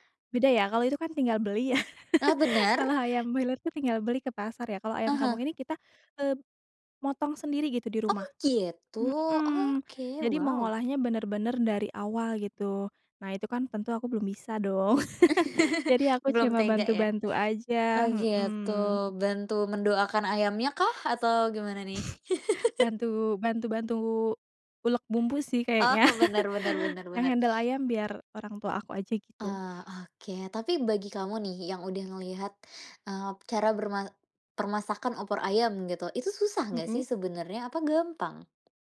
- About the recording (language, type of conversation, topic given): Indonesian, podcast, Bisa jelaskan seperti apa tradisi makan saat Lebaran di kampung halamanmu?
- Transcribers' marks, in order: laugh; laugh; other background noise; chuckle; laugh; laugh; laughing while speaking: "Oh"; in English: "handle"